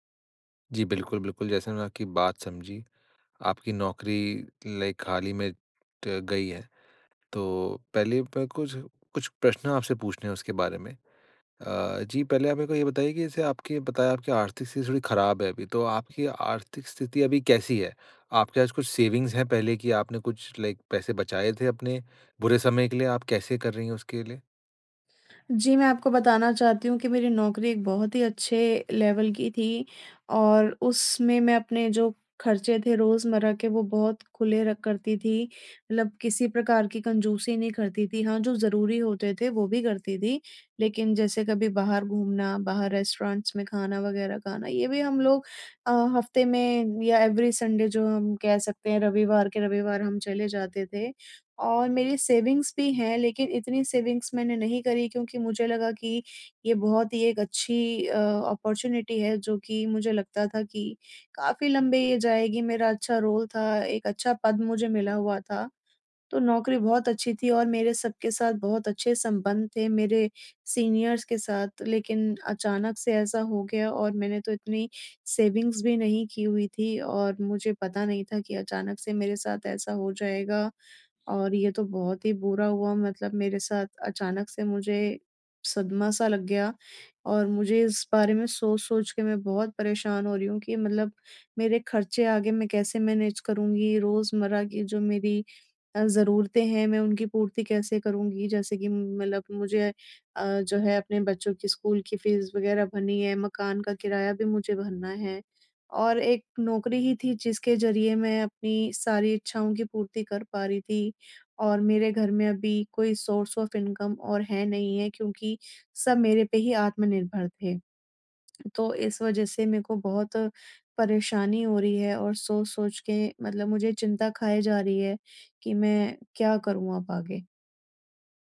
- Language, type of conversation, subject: Hindi, advice, नौकरी छूटने के बाद भविष्य की अनिश्चितता के बारे में आप क्या महसूस कर रहे हैं?
- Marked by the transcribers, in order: in English: "लाइक"; tapping; in English: "सेविंग्स"; in English: "लाइक"; in English: "लेवल"; in English: "रेस्टोरेंट्स"; in English: "एवरी संडे"; in English: "सेविंग्स"; in English: "सेविंग्स"; in English: "अपॉर्च्युनिटी"; in English: "रोल"; in English: "सीनियर्स"; in English: "सेविंग्स"; in English: "मैनेज"; in English: "सोर्स ऑफ इनकम"